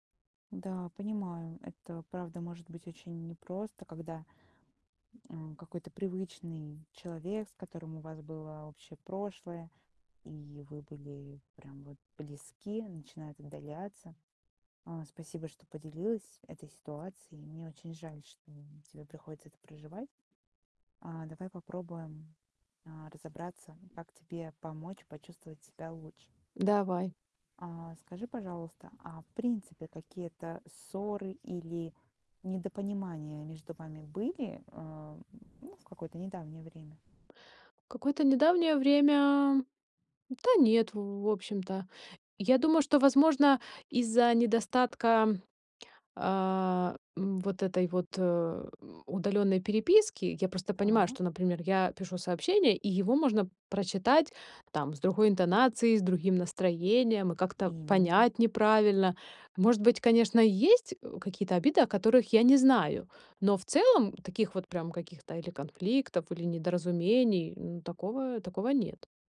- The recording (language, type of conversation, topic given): Russian, advice, Почему мой друг отдалился от меня и как нам в этом разобраться?
- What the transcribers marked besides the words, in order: tapping